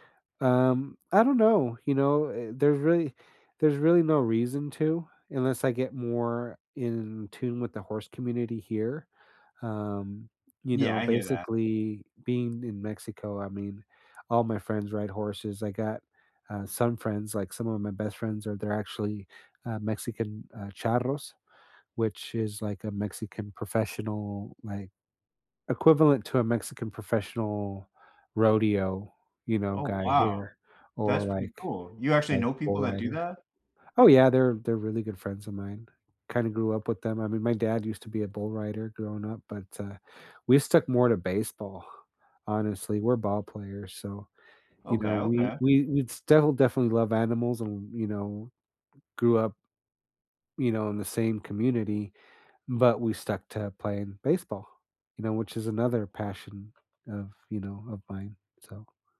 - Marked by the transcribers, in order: tapping; put-on voice: "charros"; in Spanish: "charros"; other background noise
- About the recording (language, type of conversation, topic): English, unstructured, Have you ever saved up for something special, and what was it?
- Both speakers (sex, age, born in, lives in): male, 30-34, United States, United States; male, 45-49, United States, United States